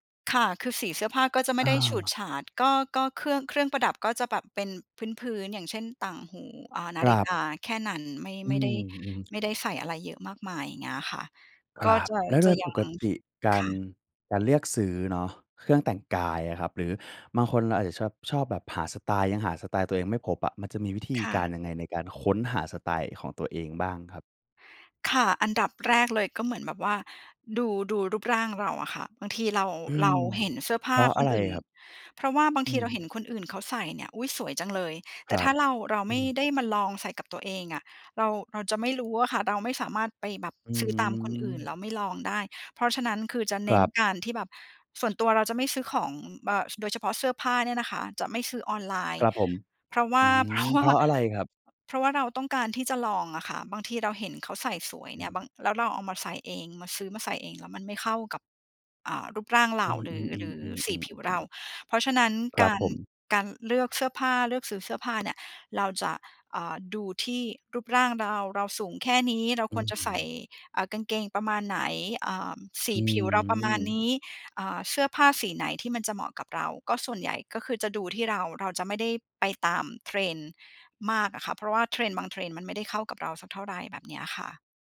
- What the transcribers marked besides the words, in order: tapping; tsk; laughing while speaking: "เพราะว่า"
- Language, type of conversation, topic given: Thai, podcast, สไตล์การแต่งตัวของคุณบอกอะไรเกี่ยวกับตัวคุณบ้าง?